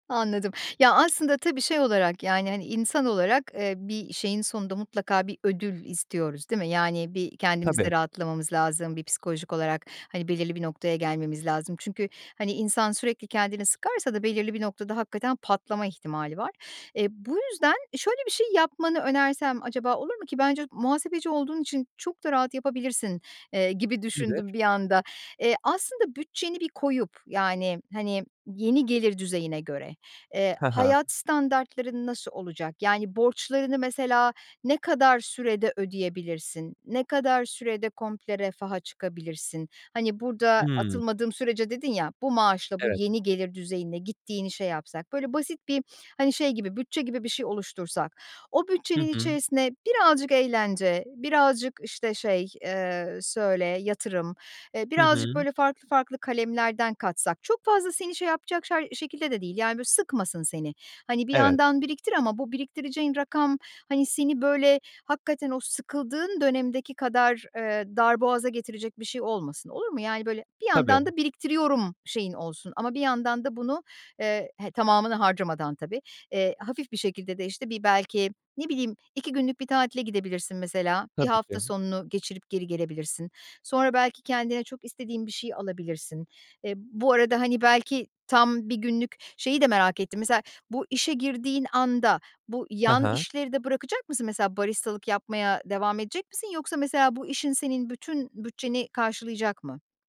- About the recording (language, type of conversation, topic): Turkish, advice, Finansal durumunuz değiştiğinde harcamalarınızı ve gelecek planlarınızı nasıl yeniden düzenlemelisiniz?
- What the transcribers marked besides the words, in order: other background noise